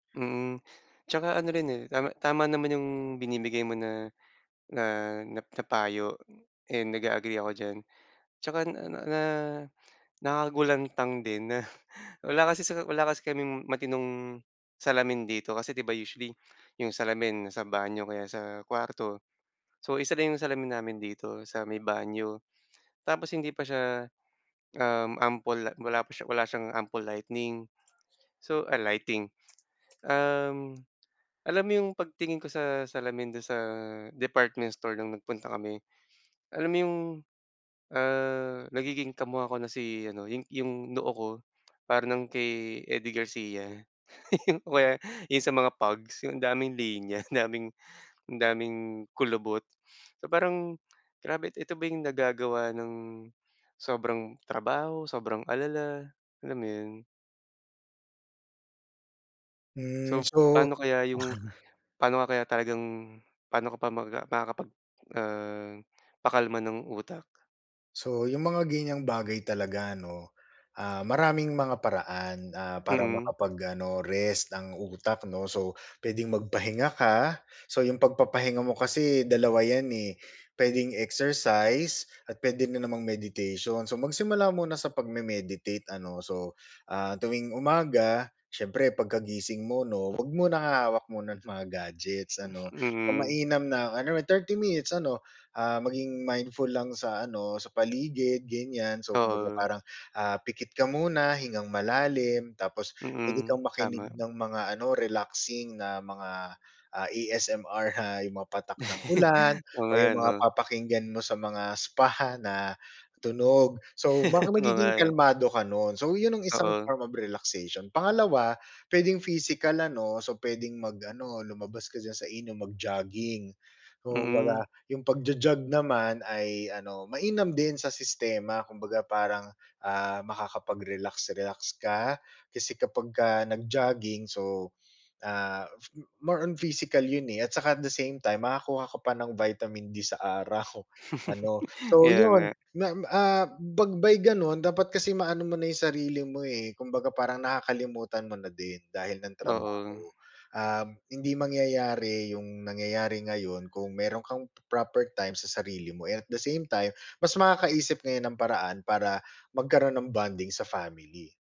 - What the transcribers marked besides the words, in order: laughing while speaking: "na"; in English: "ample"; laugh; laughing while speaking: "o kaya"; in English: "pugs"; laughing while speaking: "linya"; other background noise; laugh; laugh; laugh
- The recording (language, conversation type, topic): Filipino, advice, Paano ako makakapagpahinga para mabawasan ang pagod sa isip?